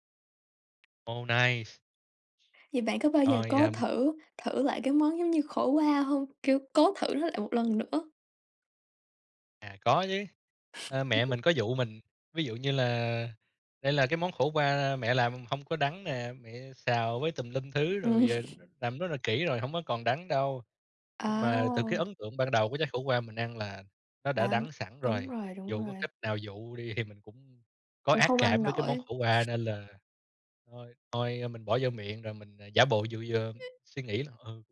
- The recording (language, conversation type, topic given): Vietnamese, unstructured, Món ăn nào bạn từng thử nhưng không thể nuốt được?
- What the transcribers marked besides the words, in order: other background noise; in English: "Oh, nice!"; tapping; chuckle; laugh; other noise